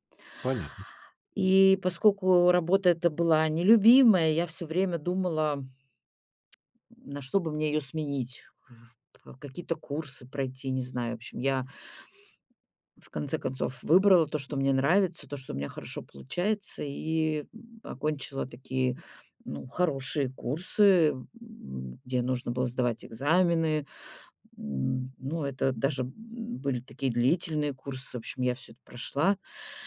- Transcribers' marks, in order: tapping
- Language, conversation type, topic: Russian, advice, Как решиться сменить профессию в середине жизни?